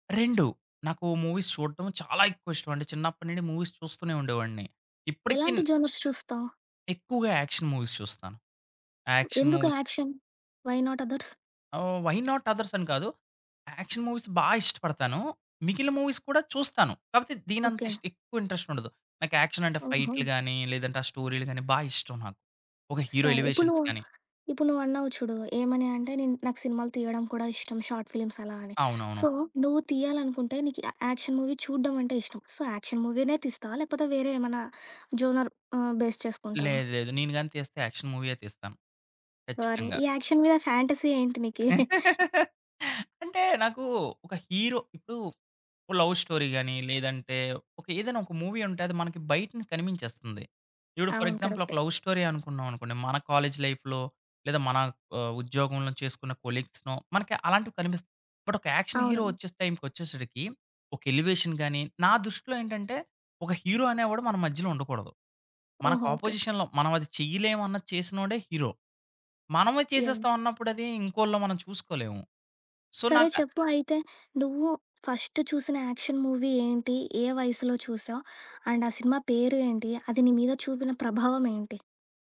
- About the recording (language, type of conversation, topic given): Telugu, podcast, ఫిల్మ్ లేదా టీవీలో మీ సమూహాన్ని ఎలా చూపిస్తారో అది మిమ్మల్ని ఎలా ప్రభావితం చేస్తుంది?
- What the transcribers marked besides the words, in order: in English: "మూవీస్"; stressed: "చాలా"; in English: "మూవీస్"; in English: "జోనర్స్"; in English: "యాక్షన్ మూవీస్"; other background noise; in English: "యాక్షన్ మూవీస్"; in English: "యాక్షన్? వై నాట్ అదర్స్?"; in English: "వై నాట్"; in English: "యాక్షన్ మూవీస్"; in English: "మూవీస్"; in English: "యాక్షన్"; in English: "హీరో ఎలివేషన్స్"; in English: "షార్ట్ ఫిలి‌మ్స్"; in English: "సో"; in English: "యాక్షన్ మూవీ"; in English: "సో యాక్షన్ మూవీ‌నే"; in English: "జోనర్"; in English: "బేస్"; in English: "యాక్షన్"; in English: "యాక్షన్"; in English: "ఫ్యాంటసీ"; laugh; giggle; in English: "లవ్ స్టోరీ"; in English: "మూవీ"; in English: "ఫర్ ఎగ్జాంపుల్"; in English: "లవ్ స్టోరీ"; in English: "లైఫ్‌లో"; in English: "కొలీగ్స్‌నో"; in English: "బట్"; in English: "యాక్షన్"; in English: "ఎలివేషన్"; in English: "అపోజిషన్‌లో"; in English: "సో"; tapping; in English: "ఫస్ట్"; in English: "యాక్షన్ మూవీ"; in English: "అండ్"